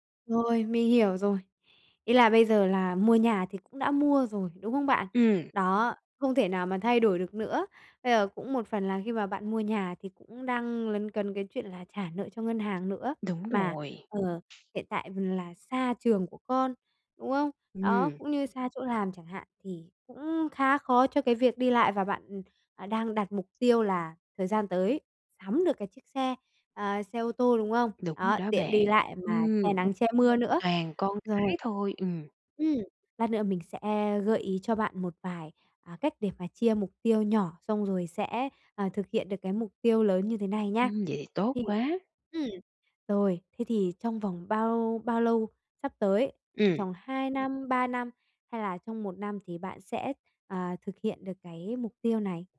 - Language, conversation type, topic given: Vietnamese, advice, Làm sao để chia nhỏ mục tiêu cho dễ thực hiện?
- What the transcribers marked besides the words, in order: tapping; other background noise; unintelligible speech